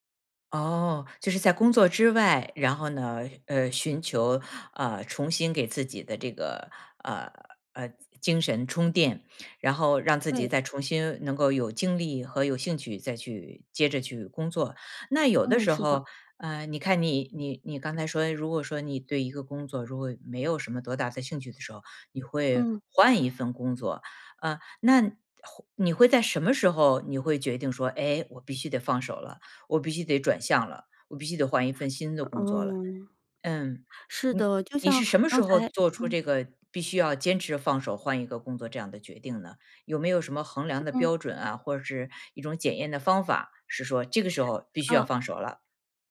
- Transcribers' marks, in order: other background noise
- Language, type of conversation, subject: Chinese, podcast, 你是怎么保持长期热情不退的？